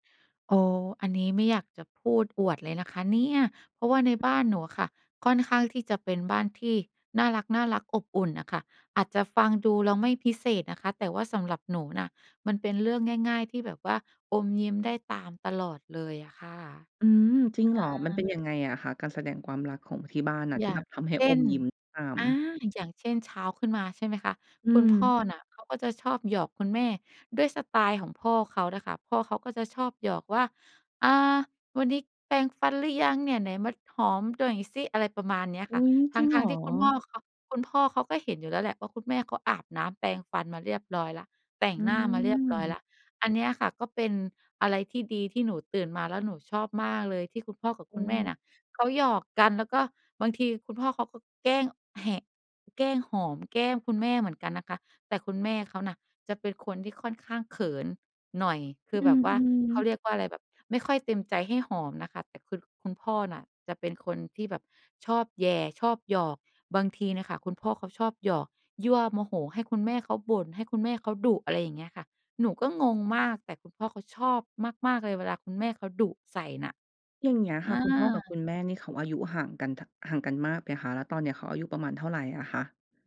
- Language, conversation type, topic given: Thai, podcast, คนในบ้านคุณแสดงความรักต่อกันอย่างไรบ้าง?
- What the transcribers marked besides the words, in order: tapping